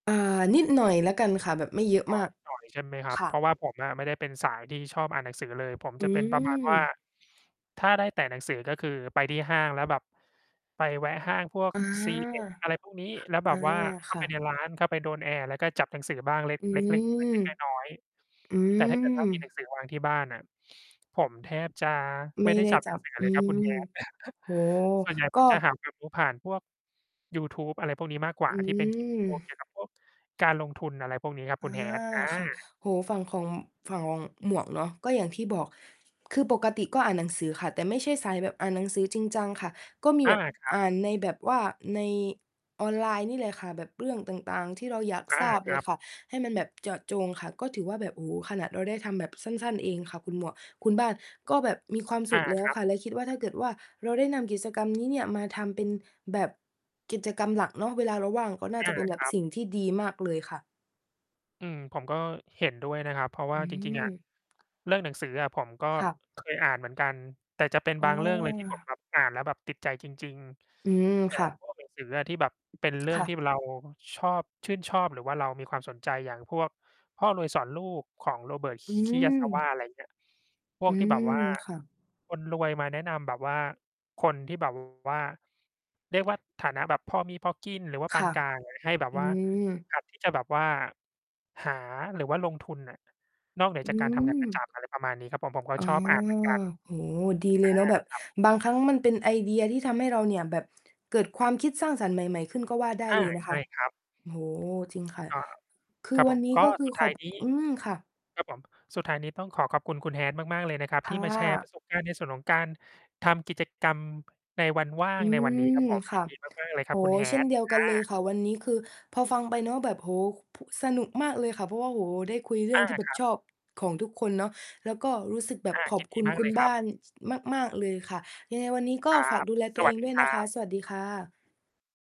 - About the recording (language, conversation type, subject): Thai, unstructured, คุณชอบทำกิจกรรมอะไรในเวลาว่างมากที่สุด?
- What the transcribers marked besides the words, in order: mechanical hum; distorted speech; other background noise; background speech; chuckle; static; tapping